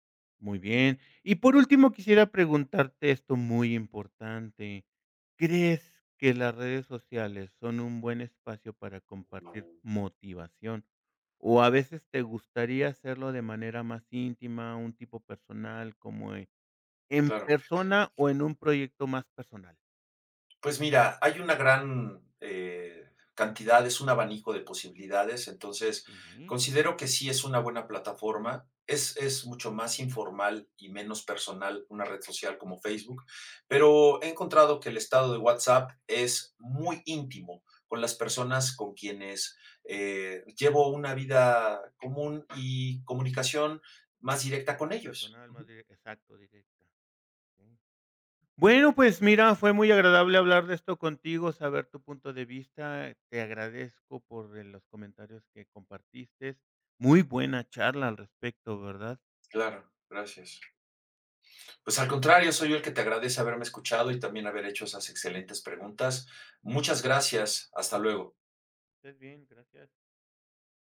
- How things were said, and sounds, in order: other background noise
- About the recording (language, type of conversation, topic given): Spanish, podcast, ¿Qué te motiva a compartir tus creaciones públicamente?